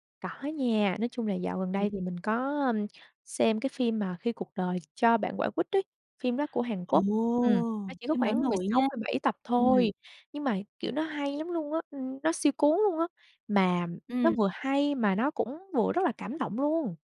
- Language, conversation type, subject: Vietnamese, podcast, Bạn từng cày bộ phim bộ nào đến mức mê mệt, và vì sao?
- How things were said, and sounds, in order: other background noise; tapping